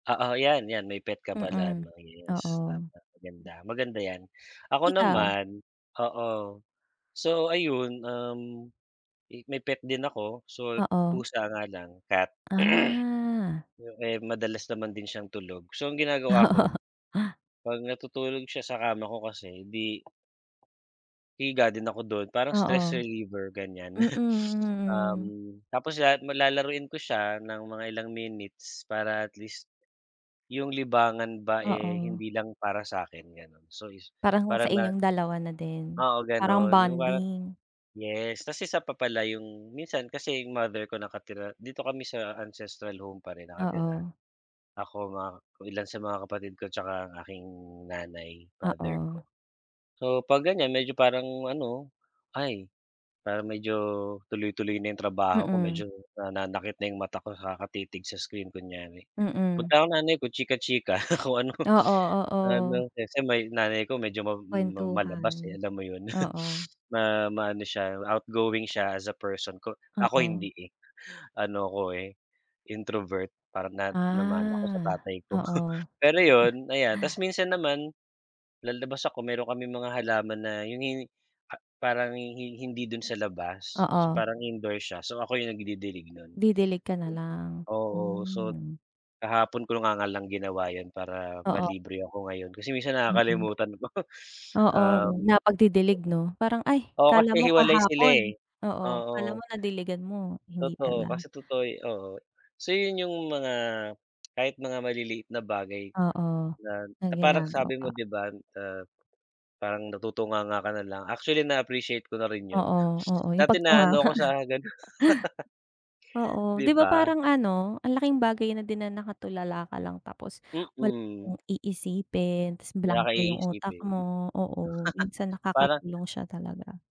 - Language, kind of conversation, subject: Filipino, unstructured, Paano mo pinapahalagahan ang oras ng pahinga sa gitna ng abalang araw?
- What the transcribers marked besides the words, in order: "ayos" said as "iyos"; in English: "cat"; throat clearing; drawn out: "Ah"; chuckle; in English: "ancestral home"; chuckle; chuckle; in English: "outgoing"; in English: "introvert"; drawn out: "Ah"; chuckle; chuckle; other background noise; chuckle; laugh; chuckle